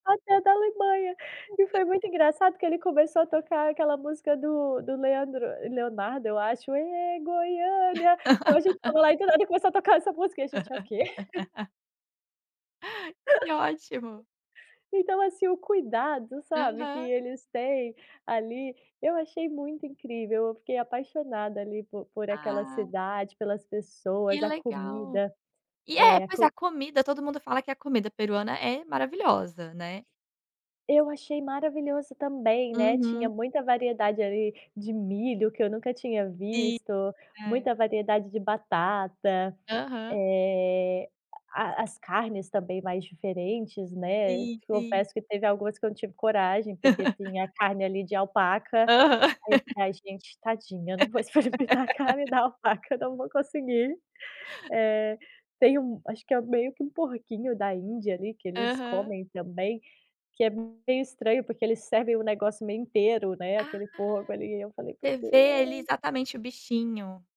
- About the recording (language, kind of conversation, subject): Portuguese, podcast, Qual foi o destino que mais te surpreendeu, mais do que você imaginava?
- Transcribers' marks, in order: tapping; singing: "Ê, Goiânia"; laugh; laugh; chuckle; other background noise; laugh; laughing while speaking: "vou experimentar a carne da alpaca"; laugh